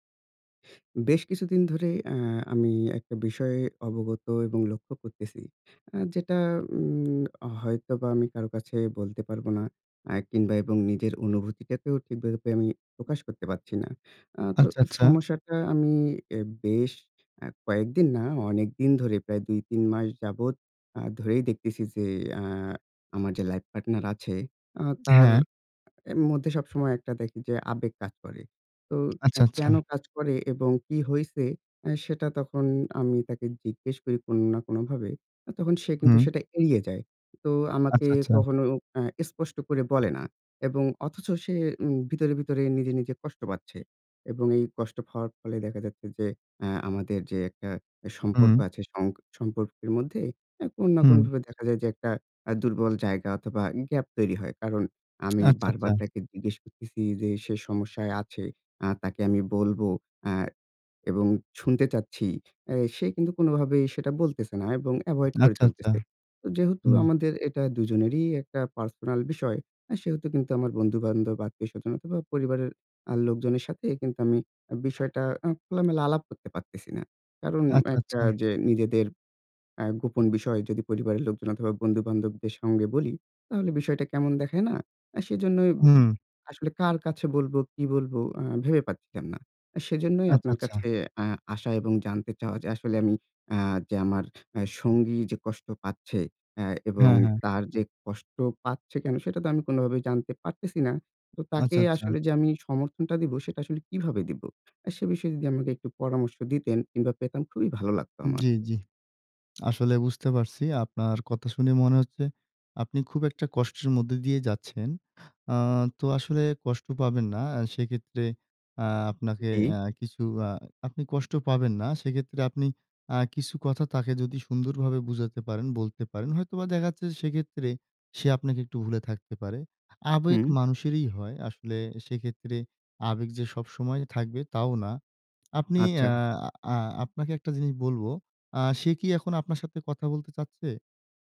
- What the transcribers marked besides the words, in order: other background noise; tapping; unintelligible speech; "কখনো" said as "কহনো"; "স্পষ্ট" said as "এস্পষ্ট"; "আচ্ছা" said as "আচ্চা"; lip smack; unintelligible speech; lip smack
- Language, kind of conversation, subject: Bengali, advice, কঠিন সময়ে আমি কীভাবে আমার সঙ্গীকে আবেগীয় সমর্থন দিতে পারি?